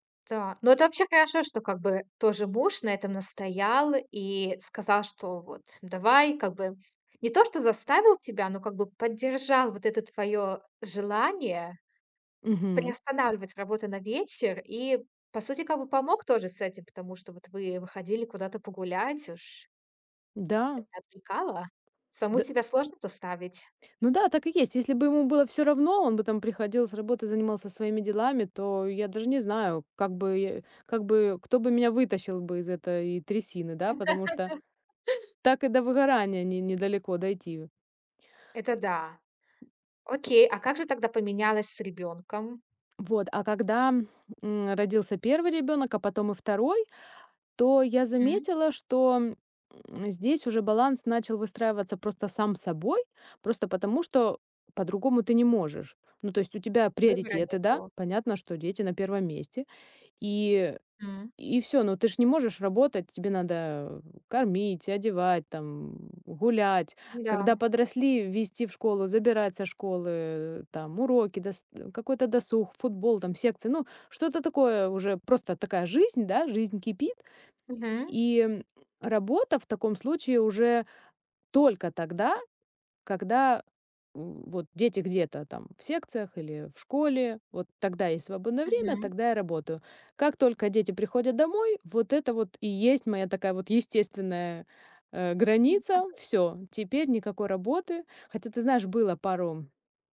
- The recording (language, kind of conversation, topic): Russian, podcast, Как ты находишь баланс между работой и домом?
- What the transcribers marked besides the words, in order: chuckle; tapping; other background noise; chuckle